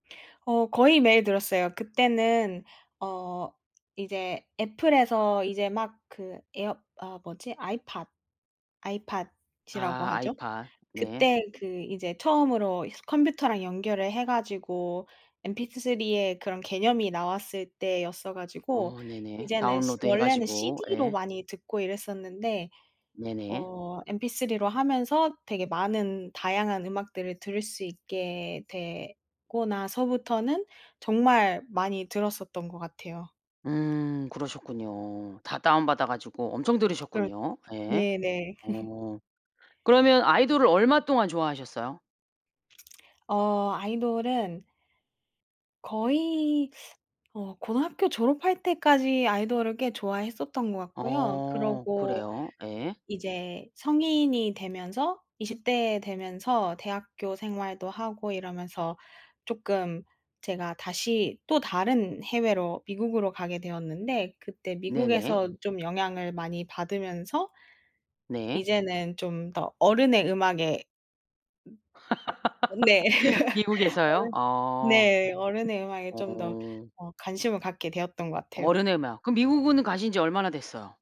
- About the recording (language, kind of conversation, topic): Korean, podcast, 어릴 때 좋아하던 음악이 지금과 어떻게 달라졌어요?
- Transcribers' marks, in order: in English: "에어"; laugh; teeth sucking; other background noise; tapping; laugh